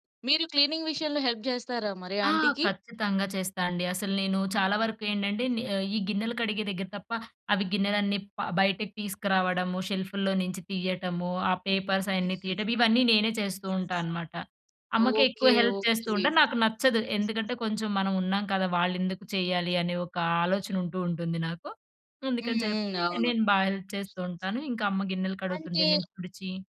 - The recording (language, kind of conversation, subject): Telugu, podcast, పండుగల్లో మీ కుటుంబం కలిసి చేసే సంప్రదాయాలు ఏమిటి?
- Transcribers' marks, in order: in English: "క్లీనింగ్"; in English: "హెల్ప్"; in English: "ఆంటీకి?"; in English: "షెల్ఫ్‌ల్లో"; in English: "పేపర్స్"; other background noise; in English: "హెల్ప్"; in English: "హెల్ప్"